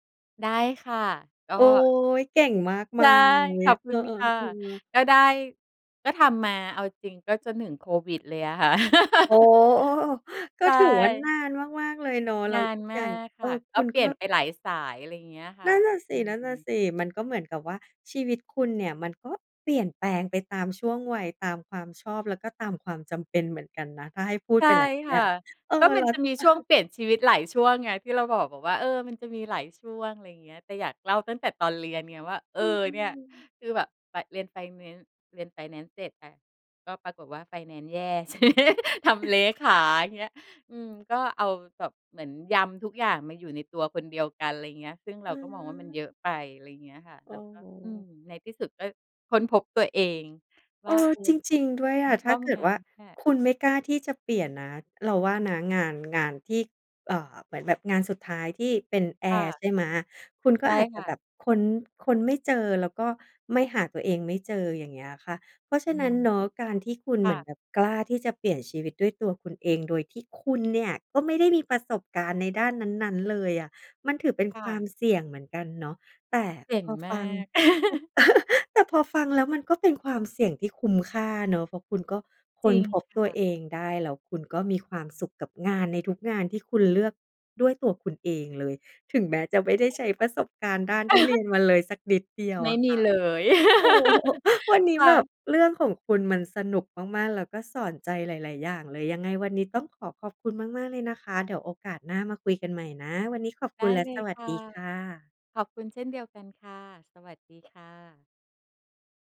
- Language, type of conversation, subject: Thai, podcast, คุณช่วยเล่าเหตุการณ์ที่เปลี่ยนชีวิตคุณให้ฟังหน่อยได้ไหม?
- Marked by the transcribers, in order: tapping; laugh; chuckle; chuckle; laughing while speaking: "ทีนี้"; other background noise; chuckle; chuckle; laughing while speaking: "โอ้"; laugh